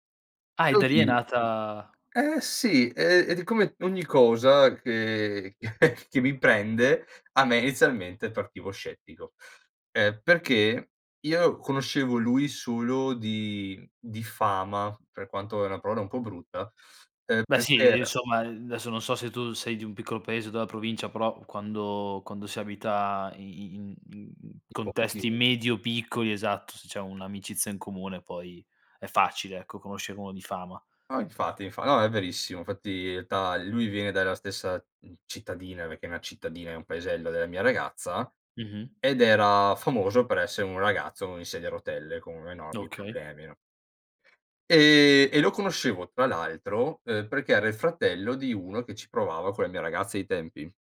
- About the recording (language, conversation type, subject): Italian, podcast, Quale hobby ti ha regalato amici o ricordi speciali?
- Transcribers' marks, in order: tapping; other background noise; chuckle; "inizialmente" said as "izialmente"; "realtà" said as "ltà"; "perché" said as "pechè"